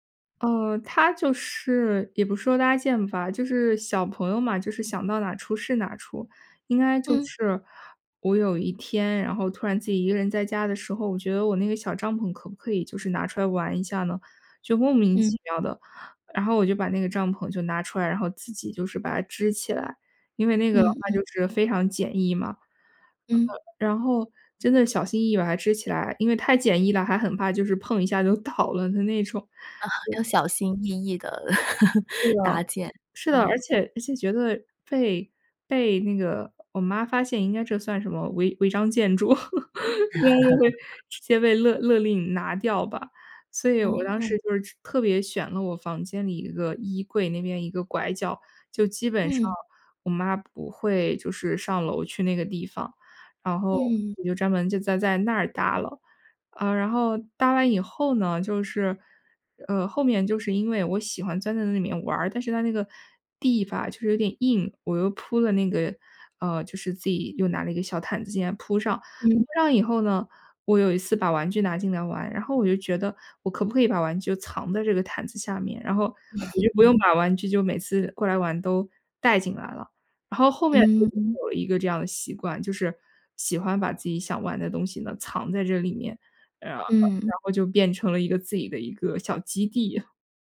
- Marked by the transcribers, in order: other background noise; chuckle; chuckle; chuckle; chuckle
- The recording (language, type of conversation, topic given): Chinese, podcast, 你童年时有没有一个可以分享的秘密基地？